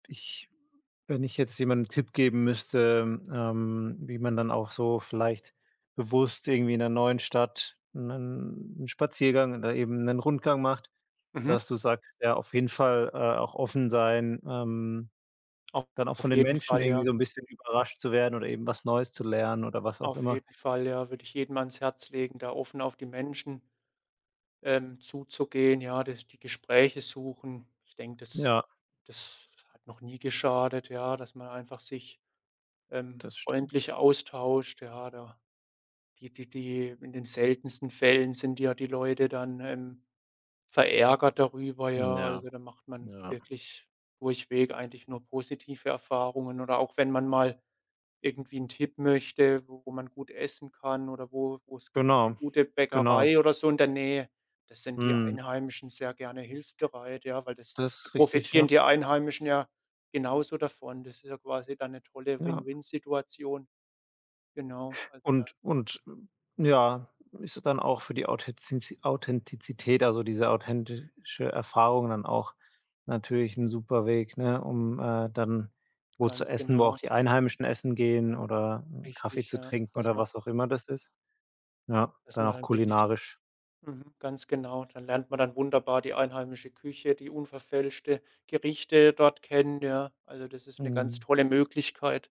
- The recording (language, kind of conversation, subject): German, podcast, Was ist dein Tipp für einen authentischen Kiez- oder Stadtteilspaziergang?
- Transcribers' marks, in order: drawn out: "ähm"; other background noise